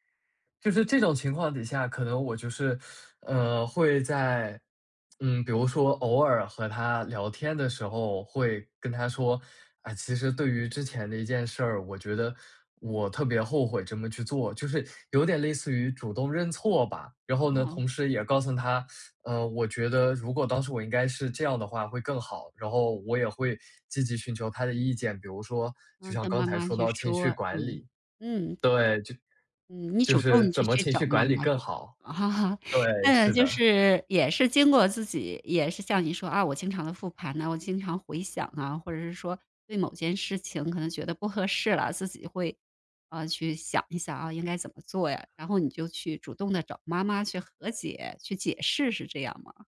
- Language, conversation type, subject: Chinese, podcast, 我们该如何与自己做出的选择和解？
- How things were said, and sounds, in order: laughing while speaking: "啊"